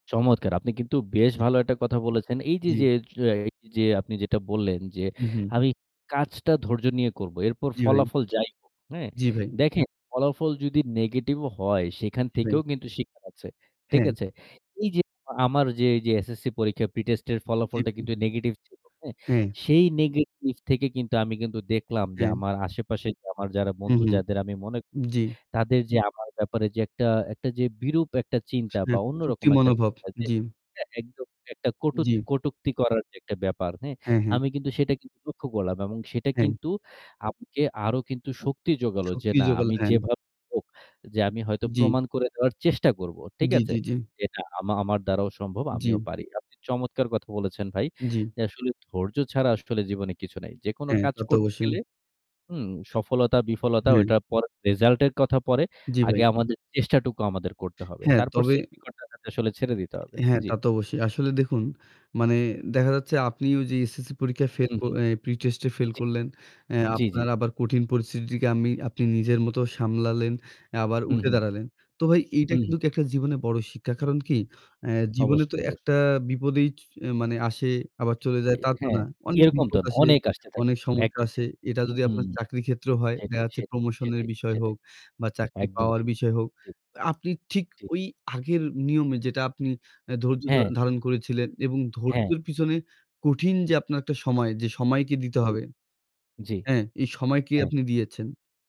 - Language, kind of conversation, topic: Bengali, unstructured, কঠিন সময়ে আপনি কীভাবে ধৈর্য ধরে থাকেন?
- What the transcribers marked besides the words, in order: static; distorted speech; unintelligible speech; other background noise; "কিন্তু" said as "কিন্তুক"; lip smack